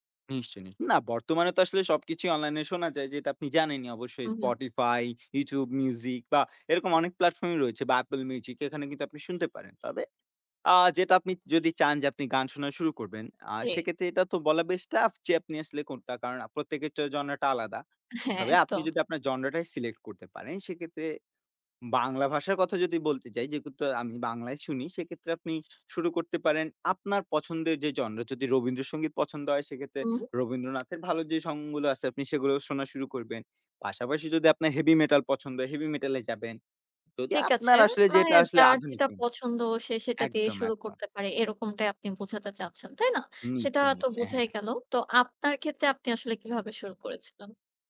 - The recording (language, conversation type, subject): Bengali, podcast, কোন ভাষার গান আপনাকে সবচেয়ে বেশি আকর্ষণ করে?
- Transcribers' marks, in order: horn; laughing while speaking: "হ্যাঁ, একদম"; tapping; other background noise